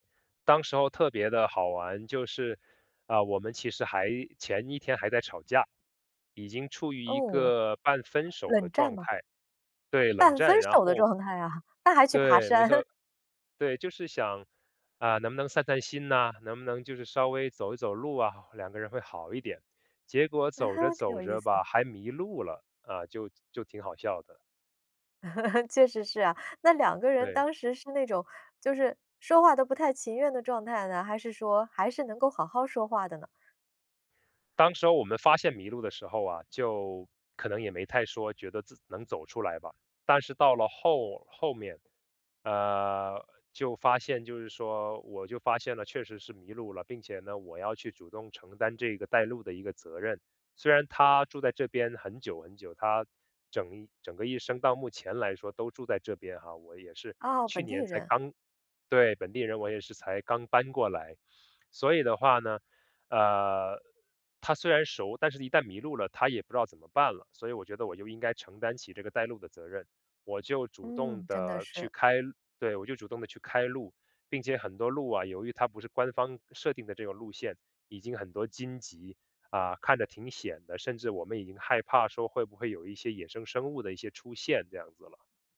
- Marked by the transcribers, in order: chuckle; chuckle
- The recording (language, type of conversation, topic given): Chinese, podcast, 你最难忘的一次迷路经历是什么？